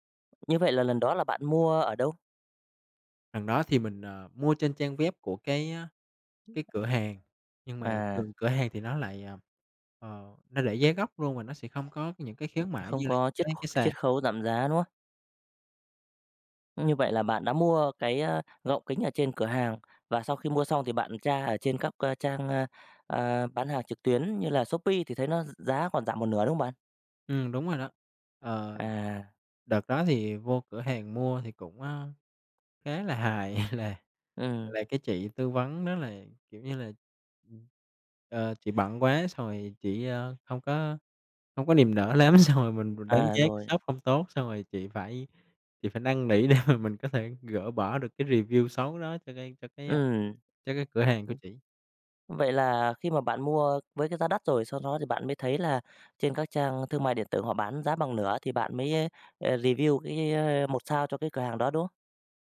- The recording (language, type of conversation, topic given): Vietnamese, podcast, Bạn có thể chia sẻ một trải nghiệm mua sắm trực tuyến đáng nhớ của mình không?
- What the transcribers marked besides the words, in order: tapping; other background noise; chuckle; laughing while speaking: "lắm, xong rồi"; laughing while speaking: "để mà"; in English: "review"; other noise; in English: "review"